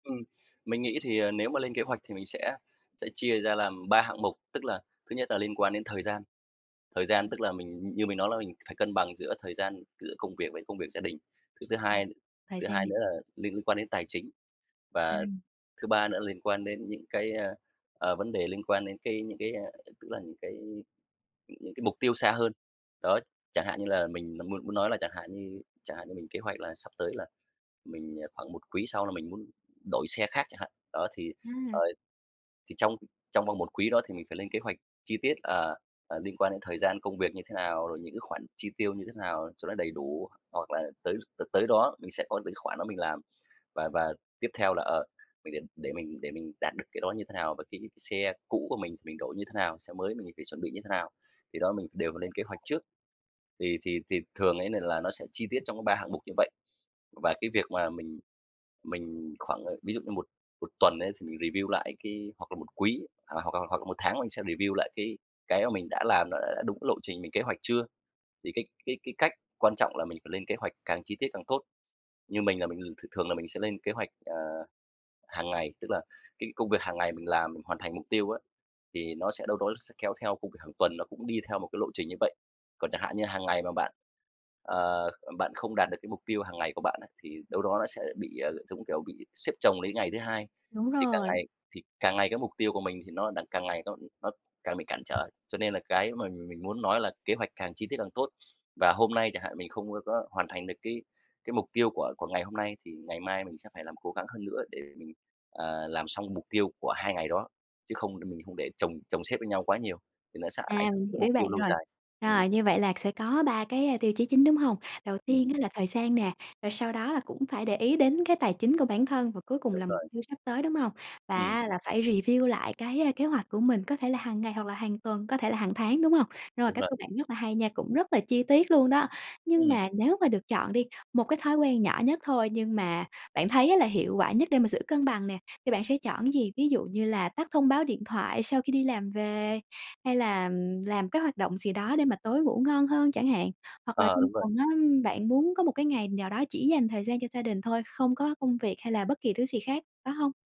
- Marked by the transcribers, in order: other background noise; in English: "review"; in English: "review"; tapping; in English: "review"
- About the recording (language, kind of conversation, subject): Vietnamese, podcast, Bạn đánh giá cân bằng giữa công việc và cuộc sống như thế nào?